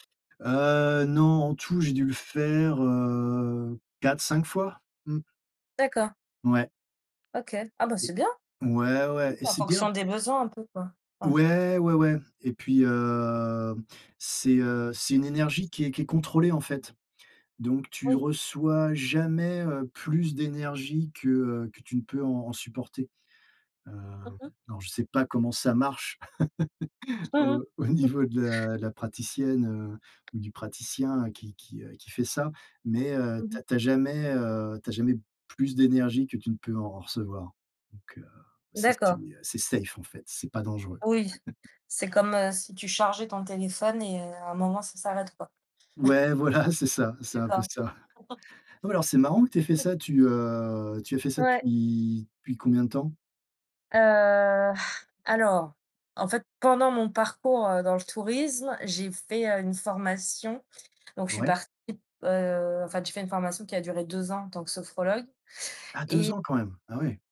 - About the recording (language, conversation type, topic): French, unstructured, Quelle est la chose la plus surprenante dans ton travail ?
- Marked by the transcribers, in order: drawn out: "hem"; laugh; chuckle; tapping; in English: "safe"; laugh; chuckle; laughing while speaking: "voilà, c'est ça c'est un peu ça"; chuckle; drawn out: "Heu"; chuckle